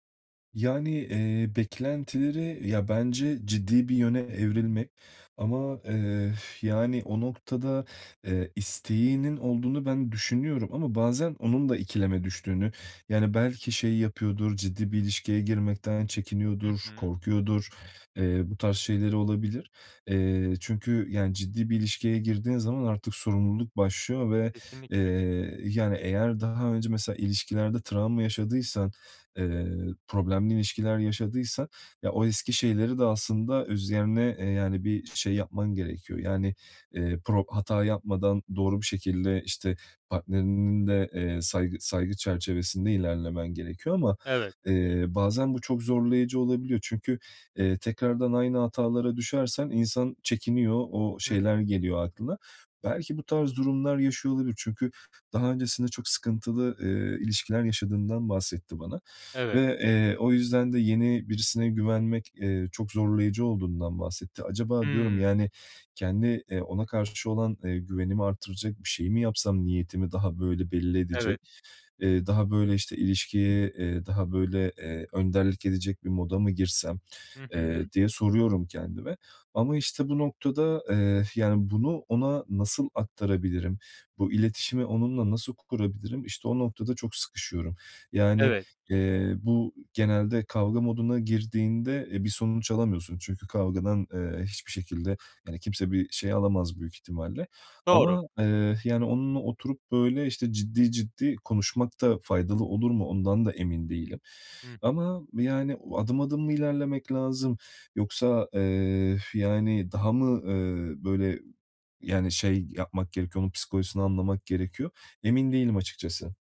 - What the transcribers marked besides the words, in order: exhale; other background noise; exhale
- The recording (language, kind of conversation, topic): Turkish, advice, Yeni tanıştığım biriyle iletişim beklentilerimi nasıl net bir şekilde konuşabilirim?
- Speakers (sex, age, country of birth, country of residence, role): male, 25-29, Turkey, Spain, advisor; male, 30-34, Turkey, Portugal, user